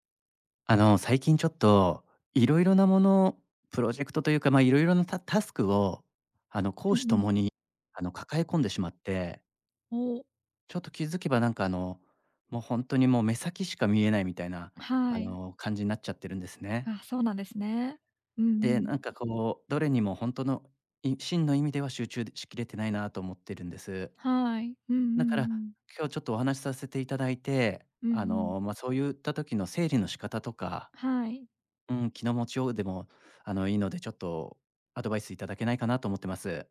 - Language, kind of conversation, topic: Japanese, advice, 複数のプロジェクトを抱えていて、どれにも集中できないのですが、どうすればいいですか？
- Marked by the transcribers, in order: none